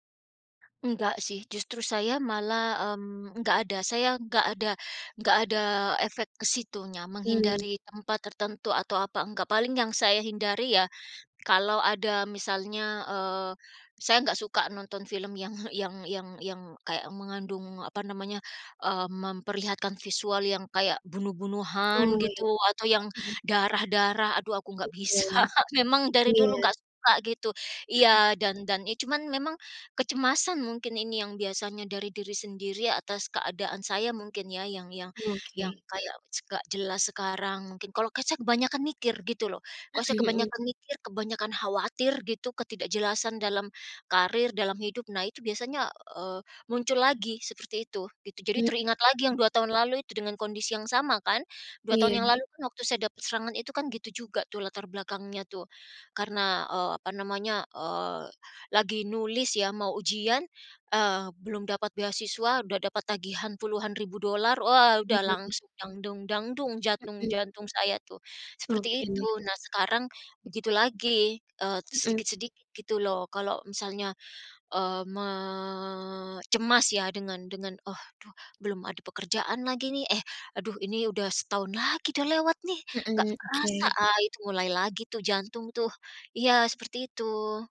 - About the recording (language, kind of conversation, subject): Indonesian, advice, Bagaimana pengalaman serangan panik pertama Anda dan apa yang membuat Anda takut mengalaminya lagi?
- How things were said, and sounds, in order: other background noise; laughing while speaking: "bisa"; tapping